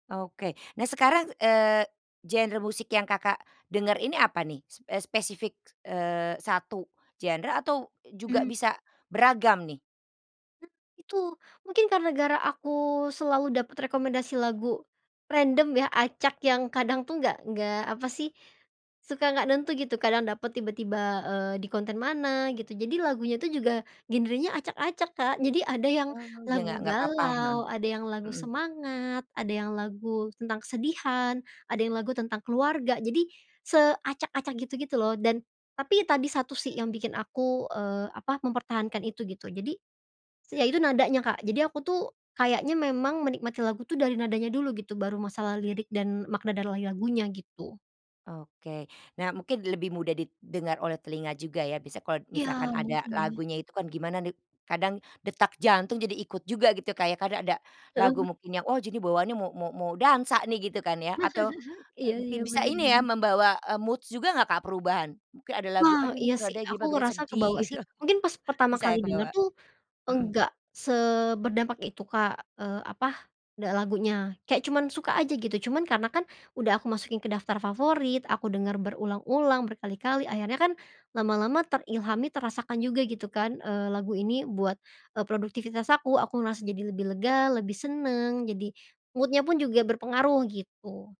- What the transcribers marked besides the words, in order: other animal sound; chuckle; in English: "moods"; chuckle; in English: "mood-nya"
- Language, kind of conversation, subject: Indonesian, podcast, Bagaimana media sosial mengubah cara kita menikmati musik?